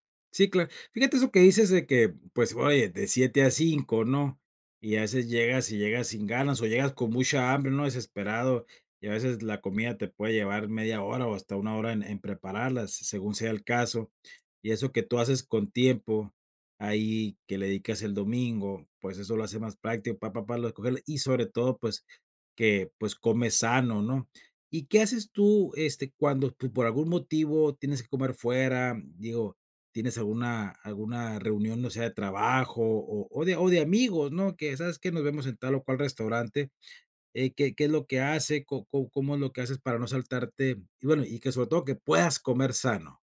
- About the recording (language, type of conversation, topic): Spanish, podcast, ¿Cómo organizas tus comidas para comer sano entre semana?
- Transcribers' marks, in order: none